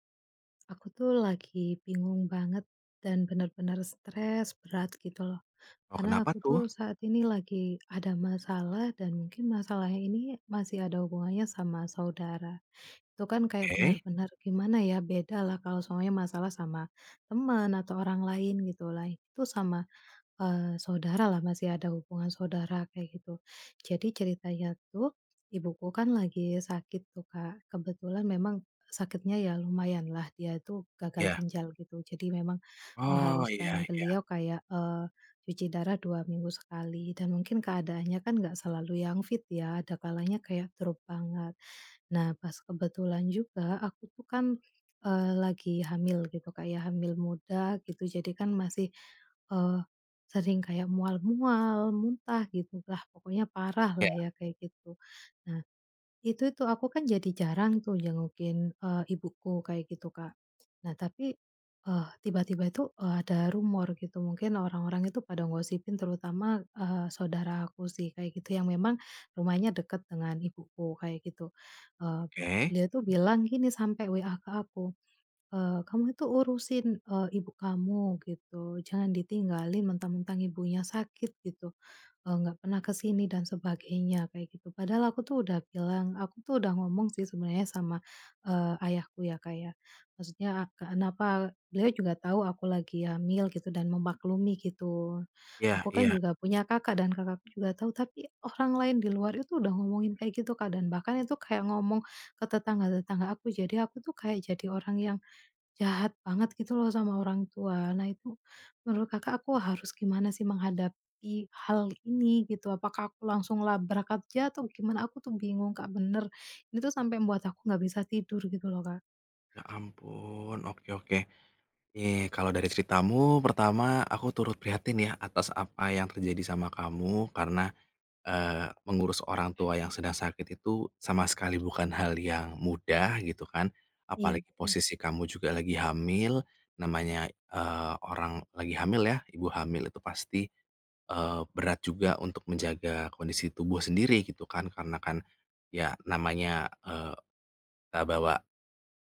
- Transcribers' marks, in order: other background noise
- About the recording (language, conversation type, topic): Indonesian, advice, Bagaimana sebaiknya saya menyikapi gosip atau rumor tentang saya yang sedang menyebar di lingkungan pergaulan saya?